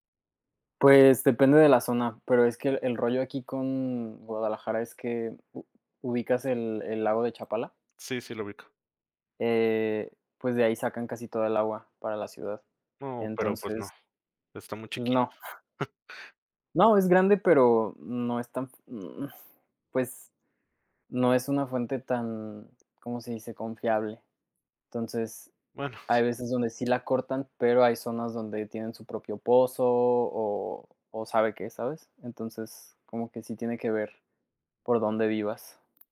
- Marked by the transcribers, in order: other background noise; chuckle; tapping
- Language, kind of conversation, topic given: Spanish, unstructured, ¿Por qué crees que es importante cuidar el medio ambiente?
- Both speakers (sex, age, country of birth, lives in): male, 25-29, Mexico, Mexico; male, 35-39, Mexico, Mexico